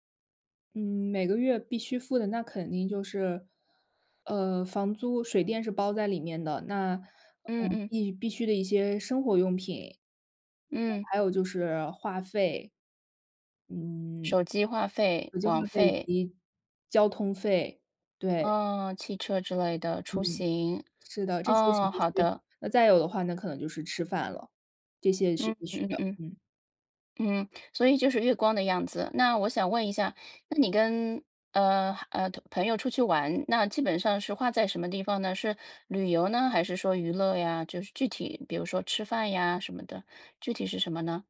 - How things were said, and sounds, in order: other background noise
- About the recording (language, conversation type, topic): Chinese, advice, 社交和娱乐开支影响预算时，我为什么会感到内疚？